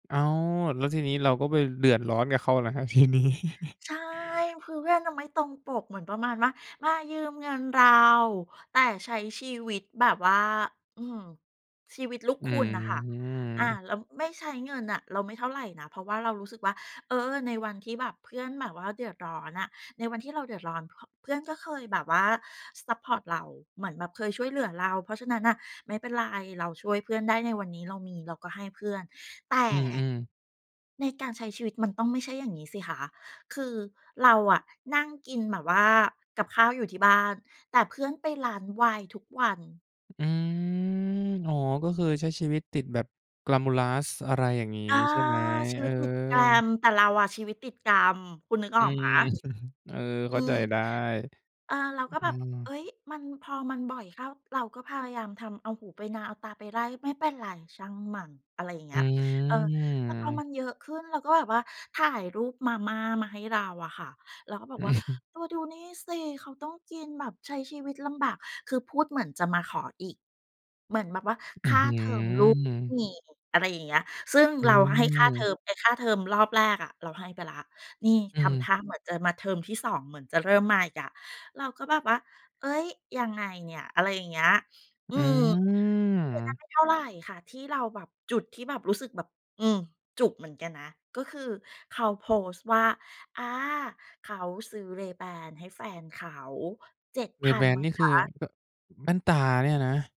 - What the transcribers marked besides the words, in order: laughing while speaking: "ทีนี้"; chuckle; tapping; in English: "glamorous"; chuckle; chuckle
- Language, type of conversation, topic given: Thai, podcast, คุณเคยลองดีท็อกซ์ดิจิทัลไหม และทำอย่างไร?